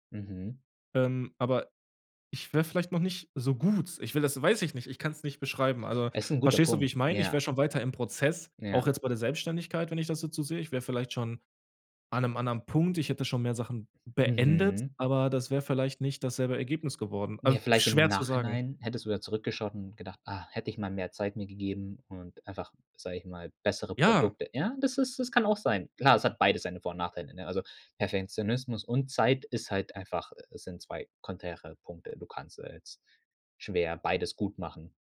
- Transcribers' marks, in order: none
- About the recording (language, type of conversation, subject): German, podcast, Welche Rolle spielen Perfektionismus und der Vergleich mit anderen bei Entscheidungen?